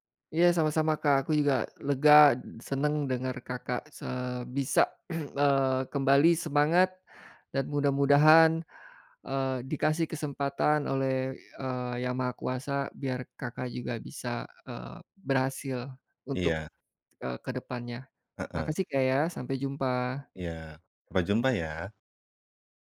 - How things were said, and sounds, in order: none
- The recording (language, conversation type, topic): Indonesian, advice, Bagaimana cara bangkit dari kegagalan sementara tanpa menyerah agar kebiasaan baik tetap berjalan?